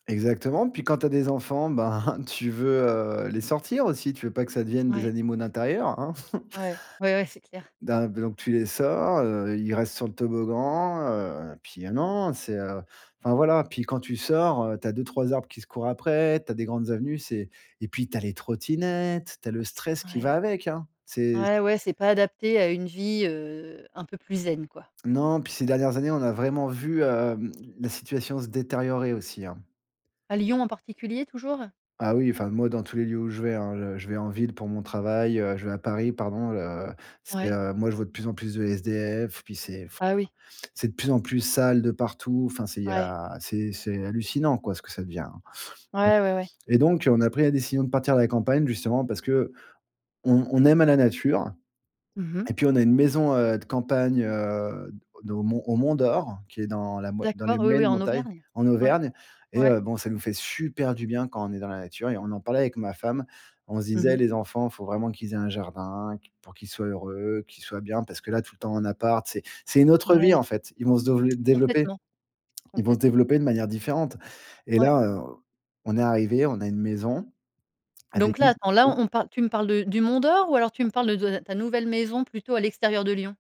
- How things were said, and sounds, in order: laughing while speaking: "ben"; chuckle; other background noise; stressed: "sale"; stressed: "super"; unintelligible speech
- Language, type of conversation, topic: French, podcast, Qu'est-ce que la nature t'apporte au quotidien?